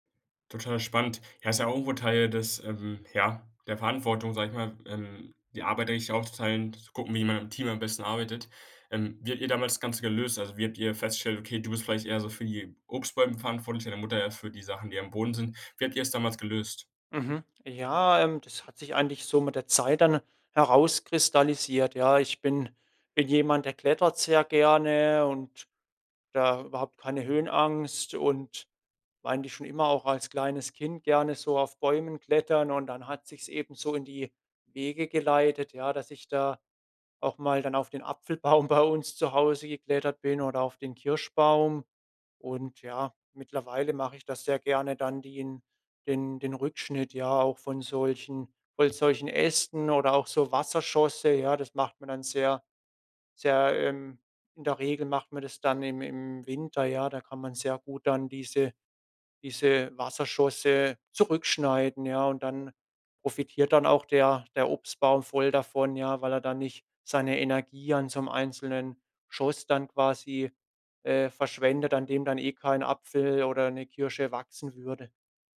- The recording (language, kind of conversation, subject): German, podcast, Was kann uns ein Garten über Verantwortung beibringen?
- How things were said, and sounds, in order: laughing while speaking: "Apfelbaum bei uns"; other background noise